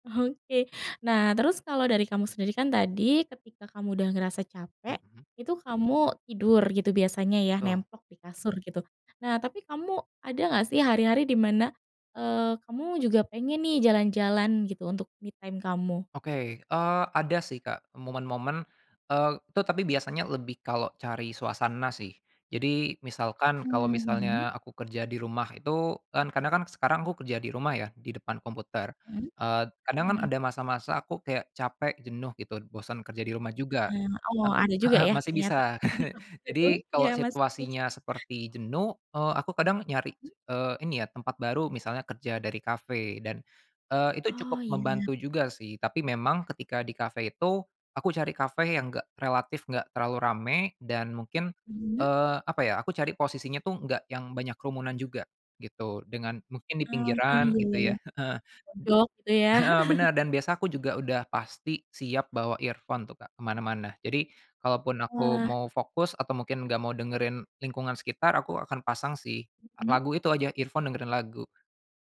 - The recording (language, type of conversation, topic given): Indonesian, podcast, Bagaimana biasanya kamu memulihkan diri setelah menjalani hari yang melelahkan?
- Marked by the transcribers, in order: laughing while speaking: "Oke"; in English: "me time"; chuckle; unintelligible speech; other noise; chuckle; in English: "earphone"; in English: "earphone"